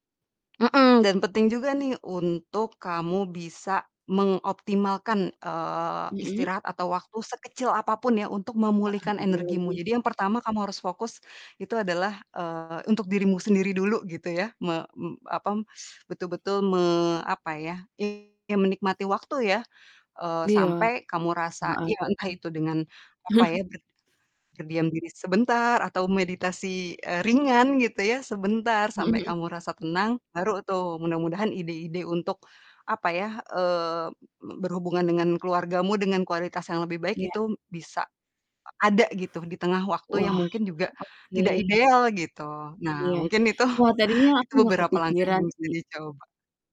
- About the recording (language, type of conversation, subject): Indonesian, advice, Apa kesulitan Anda dalam membagi waktu antara pekerjaan dan keluarga?
- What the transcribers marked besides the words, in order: distorted speech; "apa" said as "apam"; static; chuckle; laughing while speaking: "itu"